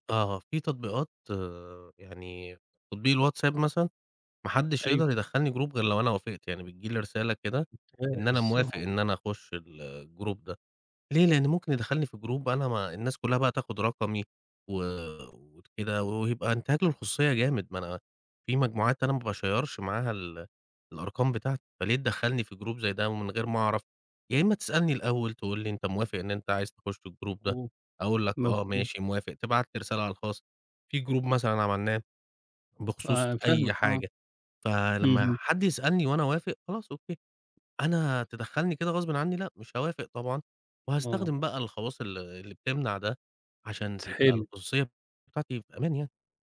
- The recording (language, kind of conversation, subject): Arabic, podcast, إزاي بتتعامل مع إشعارات التطبيقات اللي بتضايقك؟
- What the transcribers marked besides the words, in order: in English: "group"; in English: "الgroup"; tapping; in English: "جروب"; in English: "باشَيَّرش"; in English: "جروب"; in English: "الgroup"; in English: "group"; other background noise